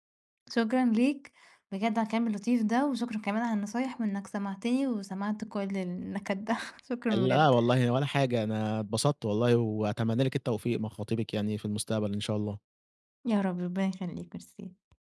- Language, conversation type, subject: Arabic, advice, ازاي الغيرة الزيادة أثرت على علاقتك؟
- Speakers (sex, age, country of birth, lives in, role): female, 20-24, Egypt, Portugal, user; male, 20-24, Egypt, Egypt, advisor
- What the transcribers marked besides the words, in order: tapping; chuckle